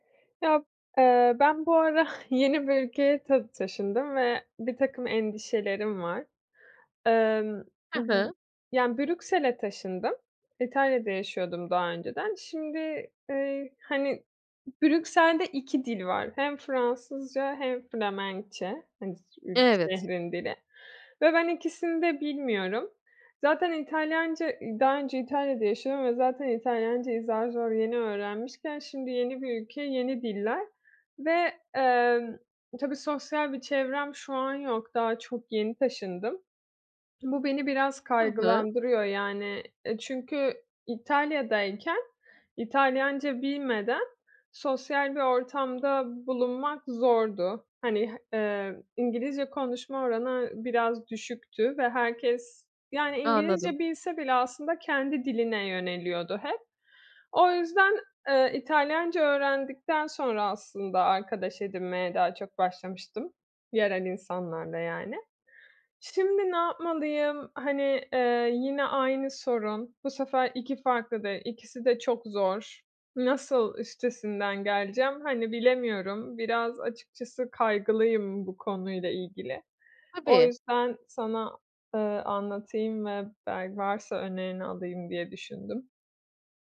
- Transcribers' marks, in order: chuckle; other background noise; other noise; tapping
- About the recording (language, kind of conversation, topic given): Turkish, advice, Yeni bir ülkede dil engelini aşarak nasıl arkadaş edinip sosyal bağlantılar kurabilirim?